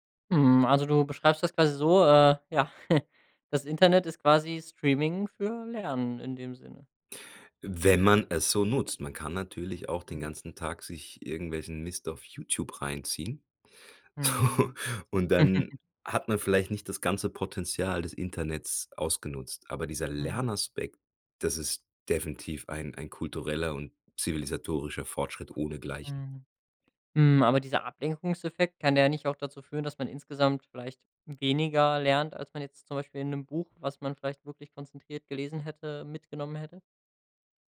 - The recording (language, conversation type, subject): German, podcast, Wie nutzt du Technik fürs lebenslange Lernen?
- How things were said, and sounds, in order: chuckle; laugh; chuckle